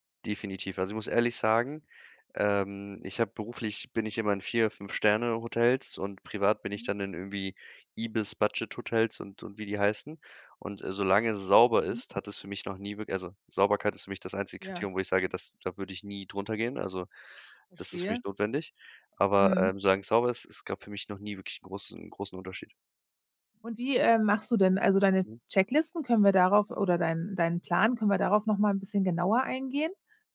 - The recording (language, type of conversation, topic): German, podcast, Was ist dein wichtigster Reisetipp, den jeder kennen sollte?
- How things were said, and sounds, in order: none